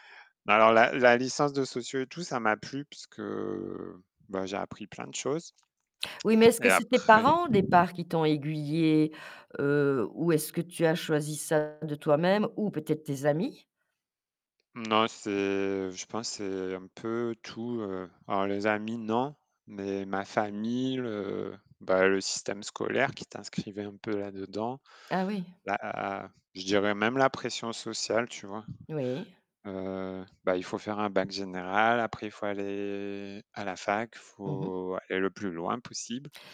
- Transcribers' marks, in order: drawn out: "puisque"; static; distorted speech; stressed: "non"; drawn out: "aller"
- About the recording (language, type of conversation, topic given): French, podcast, Quel conseil donnerais-tu à ton moi de 16 ans ?